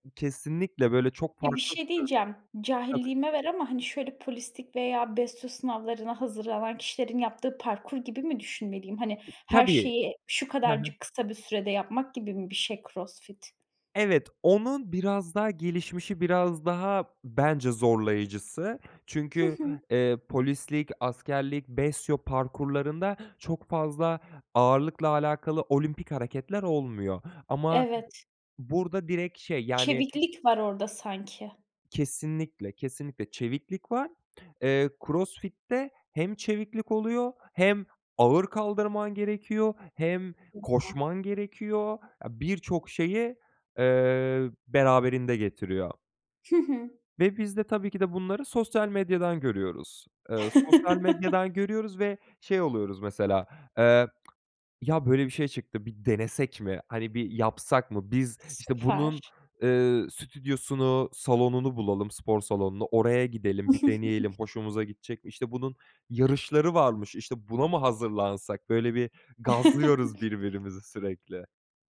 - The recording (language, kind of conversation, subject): Turkish, podcast, Yeni bir hobiye nasıl başlarsınız?
- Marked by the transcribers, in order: other background noise; other noise; unintelligible speech; laugh; tapping; chuckle; chuckle